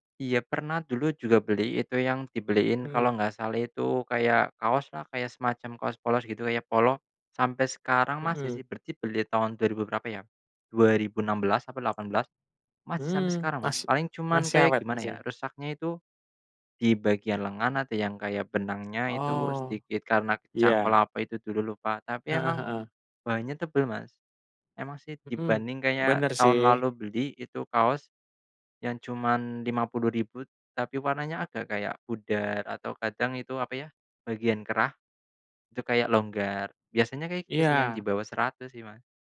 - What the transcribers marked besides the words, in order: none
- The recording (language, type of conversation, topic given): Indonesian, unstructured, Apa hal paling mengejutkan yang pernah kamu beli?